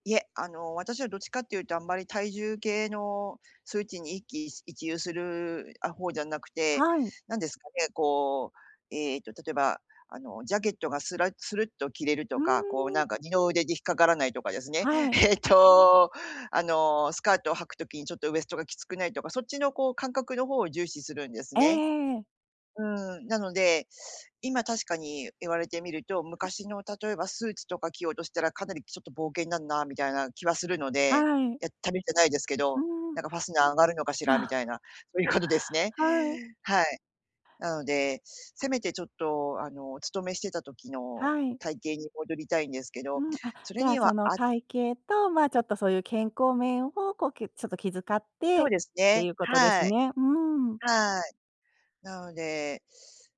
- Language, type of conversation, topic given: Japanese, advice, 運動しても体重や見た目が変わらないと感じるのはなぜですか？
- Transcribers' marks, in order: "やってみてない" said as "やってみたない"